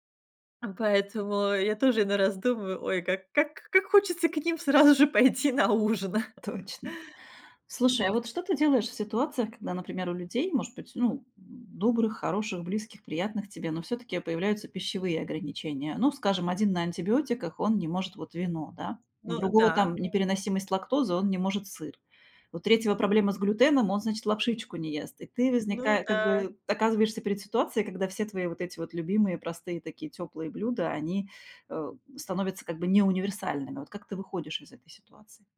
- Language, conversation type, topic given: Russian, podcast, Как из простых ингредиентов приготовить ужин, который будто обнимает?
- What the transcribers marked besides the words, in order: chuckle; other noise